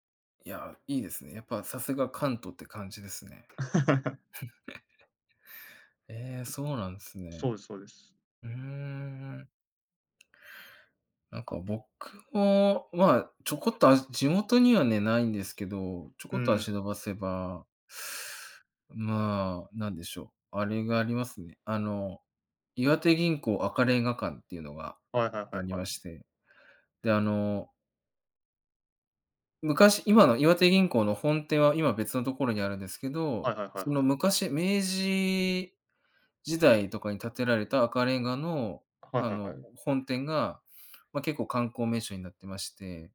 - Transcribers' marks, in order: chuckle; tapping; chuckle; other background noise
- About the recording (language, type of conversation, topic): Japanese, unstructured, 地域のおすすめスポットはどこですか？